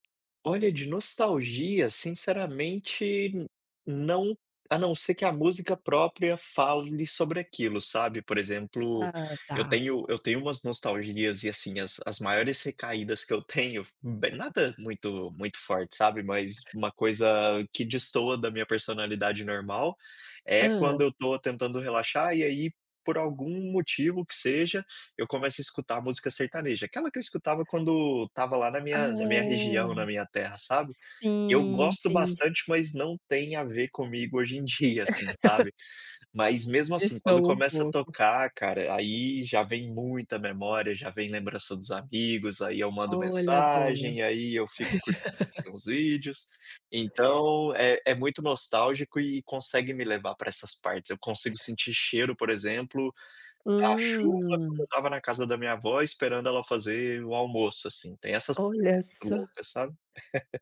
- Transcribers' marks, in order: tapping; laugh; other background noise; laugh; laugh; other noise; unintelligible speech; laugh
- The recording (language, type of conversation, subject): Portuguese, podcast, Como você usa a música para regular o seu humor?